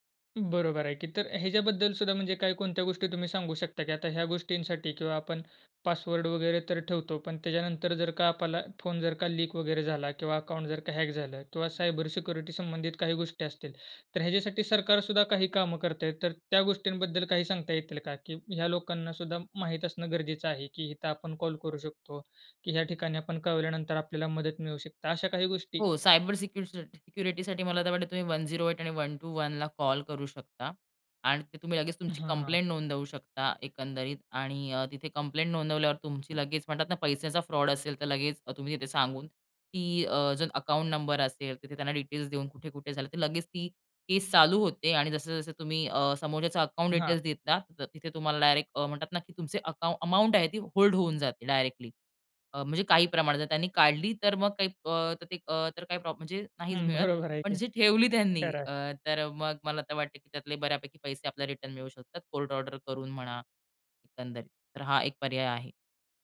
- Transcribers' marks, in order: in English: "लीक"; in English: "हॅक"; in English: "सायबर सिक्युरिटी"; horn; tapping; in English: "सायबर सिक्युरिटीसा सिक्युरिटीसाठी"; in English: "वन झिरो ऐट आणि वन टु वन"
- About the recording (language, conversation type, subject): Marathi, podcast, पासवर्ड आणि खात्यांच्या सुरक्षिततेसाठी तुम्ही कोणत्या सोप्या सवयी पाळता?